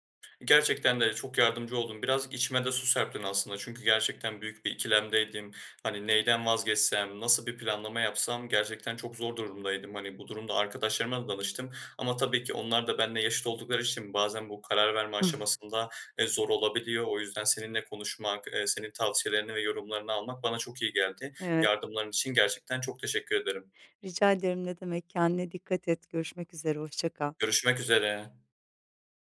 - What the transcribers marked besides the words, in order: other noise; tapping
- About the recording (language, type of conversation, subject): Turkish, advice, Gün içinde rahatlamak için nasıl zaman ayırıp sakinleşebilir ve kısa molalar verebilirim?